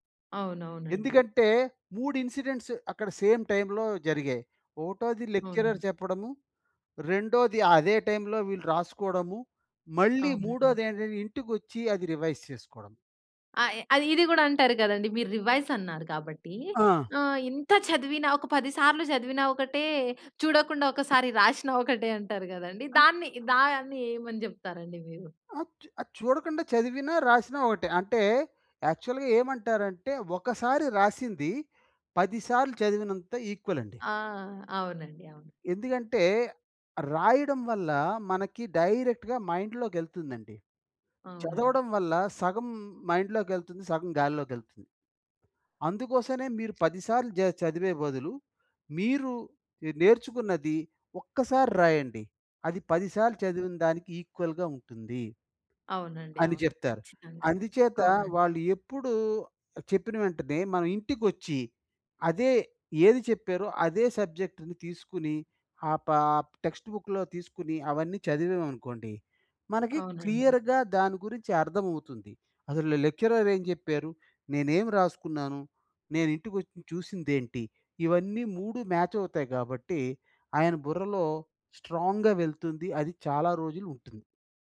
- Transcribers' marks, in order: in English: "ఇన్సిడెంట్స్"; in English: "సేమ్"; in English: "లెక్చరర్"; in English: "రివైజ్"; in English: "రివైస్"; other noise; in English: "యాక్చువల్‌గా"; in English: "ఈక్వల్"; in English: "డైరెక్ట్‌గా"; in English: "ఈక్వల్‌గా"; tapping; in English: "సబ్జెక్ట్‌ని"; in English: "టెక్స్ట్ బుక్‌లో"; in English: "క్లియర్‌గా"; in English: "లెక్చరర్"; in English: "మ్యాచ్"; in English: "స్ట్రాంగ్‌గా"
- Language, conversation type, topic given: Telugu, podcast, పిల్లలకు అర్థమయ్యేలా సరళ జీవనశైలి గురించి ఎలా వివరించాలి?